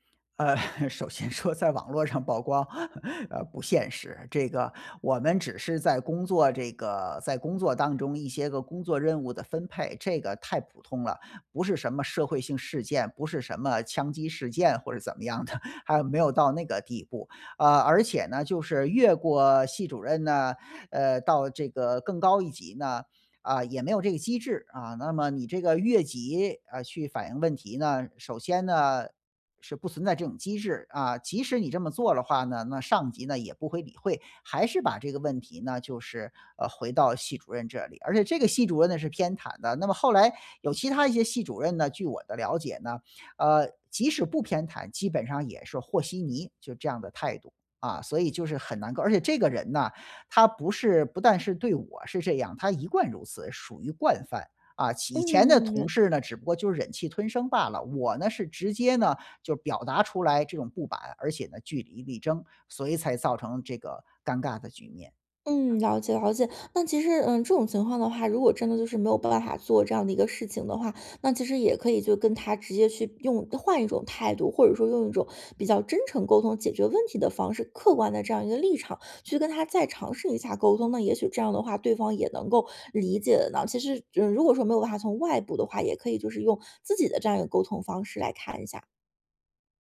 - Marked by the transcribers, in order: chuckle; laughing while speaking: "先说"; chuckle; laughing while speaking: "的"; other background noise; "不满" said as "不版"
- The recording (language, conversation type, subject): Chinese, advice, 你该如何与难相处的同事就职责划分进行协商？